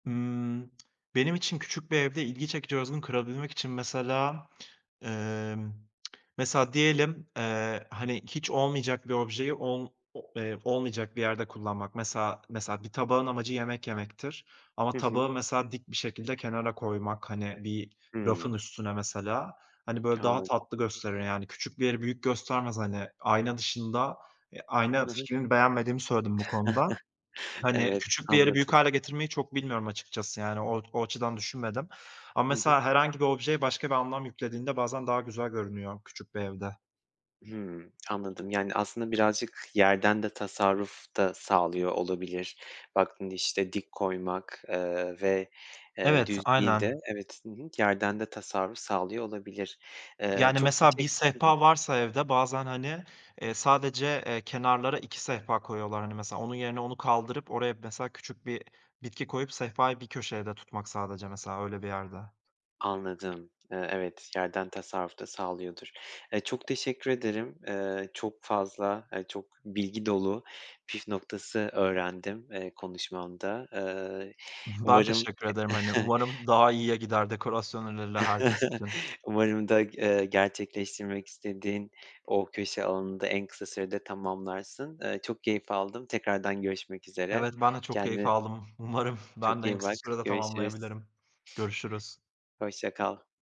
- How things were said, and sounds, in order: tsk; tsk; tapping; chuckle; other background noise; chuckle; chuckle; laughing while speaking: "Umarım"
- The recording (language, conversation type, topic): Turkish, podcast, Kendi köşeni kişisel hale getirmenin püf noktaları nelerdir?